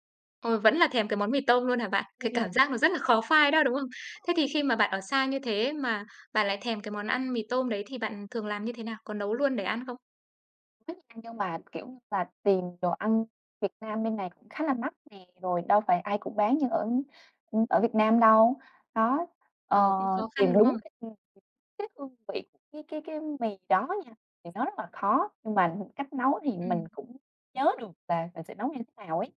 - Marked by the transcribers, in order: unintelligible speech; tapping; unintelligible speech; other background noise
- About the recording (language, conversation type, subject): Vietnamese, podcast, Bạn có thể kể về một kỷ niệm ẩm thực khiến bạn nhớ mãi không?
- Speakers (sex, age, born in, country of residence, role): female, 25-29, Vietnam, Malaysia, guest; female, 25-29, Vietnam, Vietnam, host